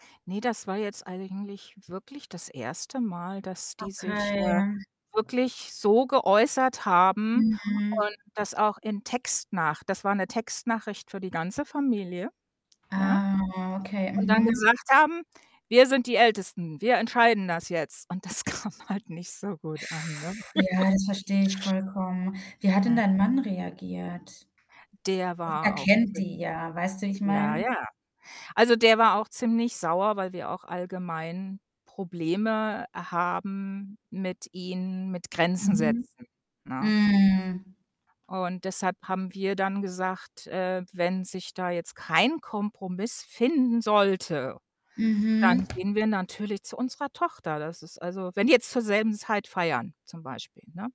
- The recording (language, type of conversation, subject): German, advice, Wie kann ich mit dem Konflikt mit meiner Schwiegerfamilie umgehen, wenn sie sich in meine persönlichen Entscheidungen einmischt?
- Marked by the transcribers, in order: drawn out: "Okay"; other background noise; distorted speech; laughing while speaking: "Und das kam halt nicht so gut an, ne?"; inhale; laugh; unintelligible speech; static; drawn out: "Mm"